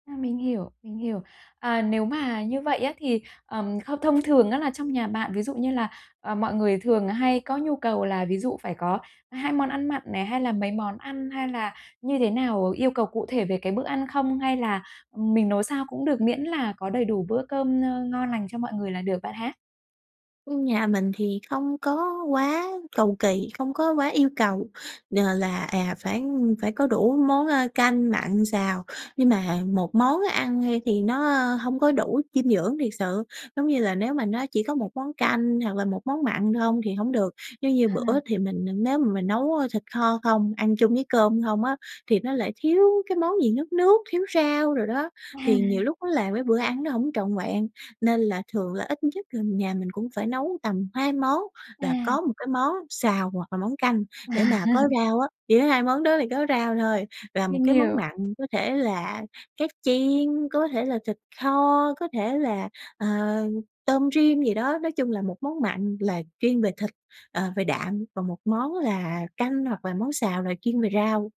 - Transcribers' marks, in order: tapping; other background noise; laughing while speaking: "À"
- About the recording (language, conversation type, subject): Vietnamese, advice, Làm sao để cân bằng dinh dưỡng trong bữa ăn hằng ngày một cách đơn giản?
- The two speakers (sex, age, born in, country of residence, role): female, 20-24, Vietnam, Vietnam, user; female, 35-39, Vietnam, Vietnam, advisor